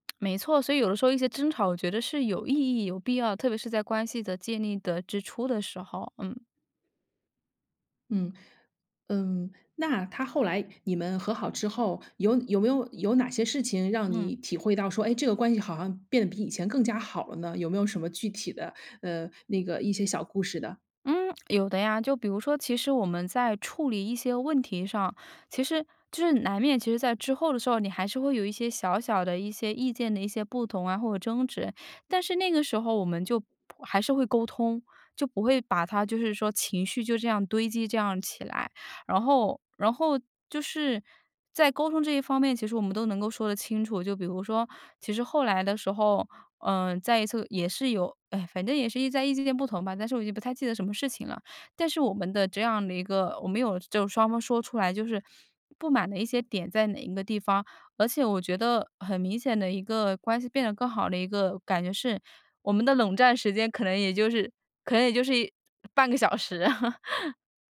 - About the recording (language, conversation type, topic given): Chinese, podcast, 有没有一次和解让关系变得更好的例子？
- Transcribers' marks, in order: other background noise; chuckle